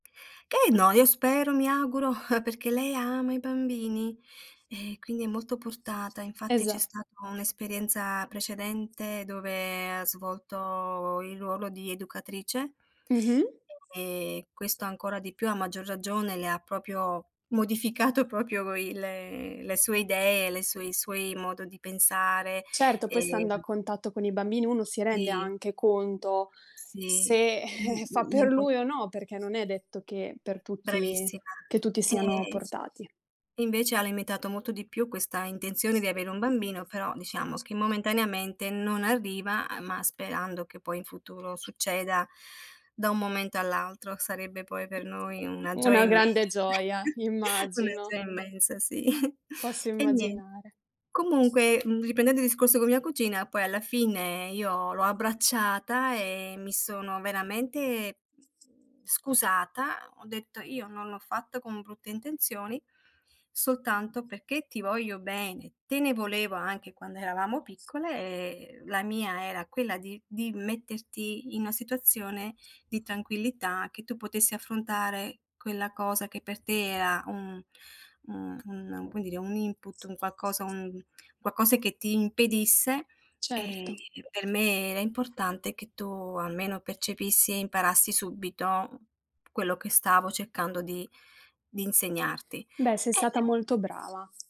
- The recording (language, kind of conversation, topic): Italian, unstructured, Qual è stato il momento più triste che hai vissuto con un parente?
- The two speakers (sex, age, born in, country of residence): female, 20-24, Italy, Italy; female, 55-59, Italy, Italy
- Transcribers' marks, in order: chuckle; other background noise; "proprio" said as "propio"; "proprio" said as "propio"; chuckle; tapping; unintelligible speech